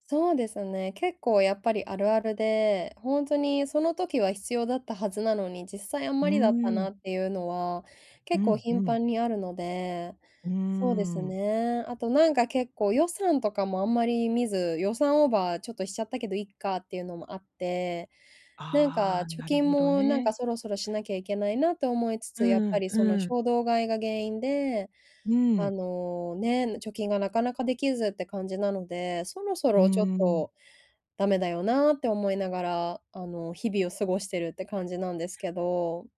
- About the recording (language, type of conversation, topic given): Japanese, advice, 衝動買いを抑えるために、日常でできる工夫は何ですか？
- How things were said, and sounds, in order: none